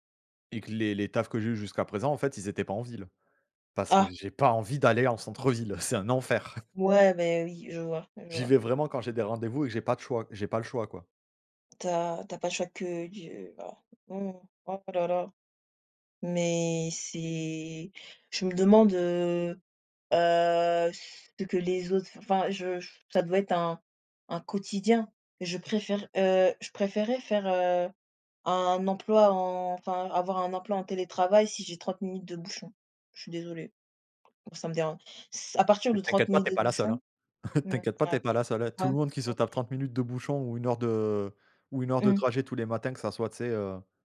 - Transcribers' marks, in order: chuckle; unintelligible speech
- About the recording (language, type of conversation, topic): French, unstructured, Qu’est-ce qui vous met en colère dans les embouteillages du matin ?